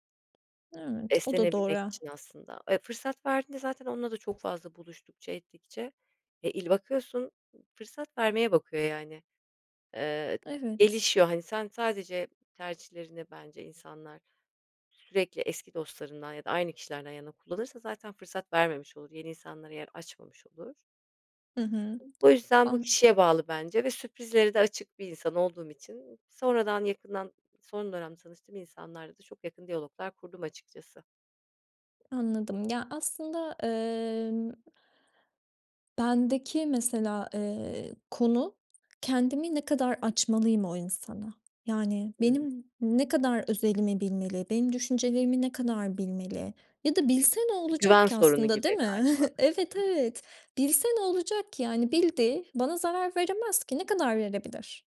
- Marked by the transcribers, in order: other background noise; tapping; scoff
- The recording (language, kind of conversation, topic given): Turkish, podcast, Hobilerin sana yeni insanlarla tanışma fırsatı verdi mi?